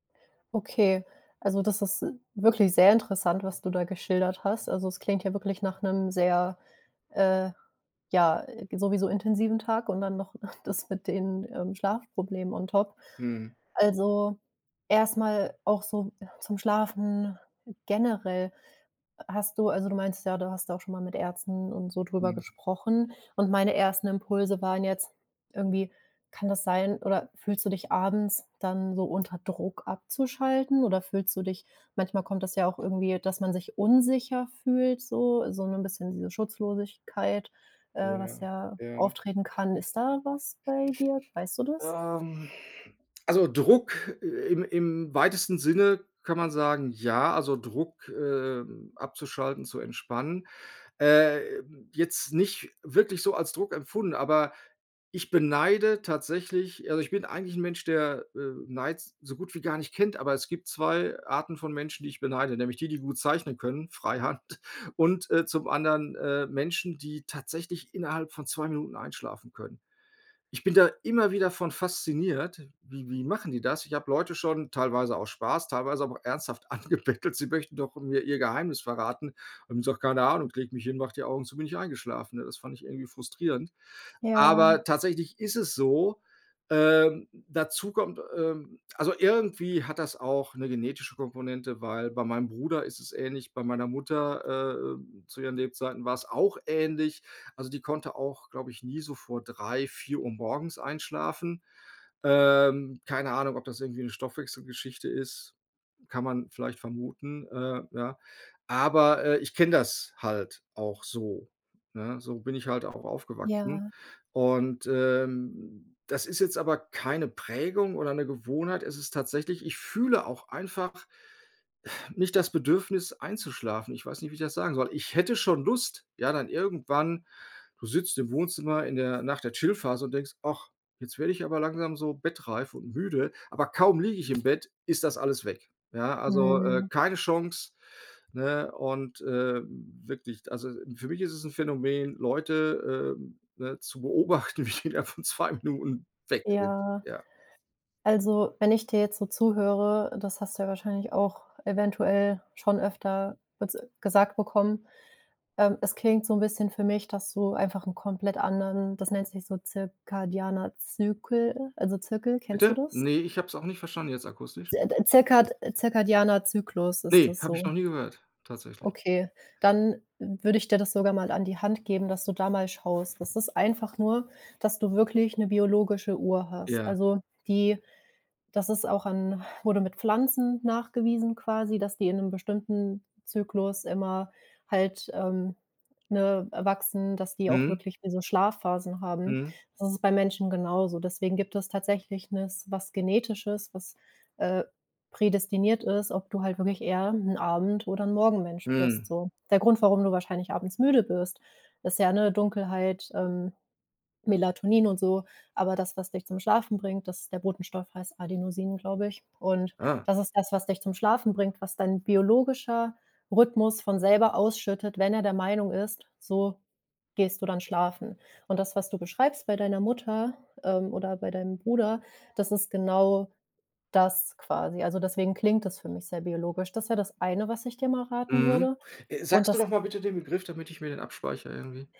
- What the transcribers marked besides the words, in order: chuckle; in English: "on top"; sigh; laughing while speaking: "freihand"; laughing while speaking: "angebettelt"; stressed: "auch"; other noise; laughing while speaking: "beobachten, wie die innerhalb von zwei Minuten"; other background noise
- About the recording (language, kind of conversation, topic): German, advice, Wie kann ich abends besser ohne Bildschirme entspannen?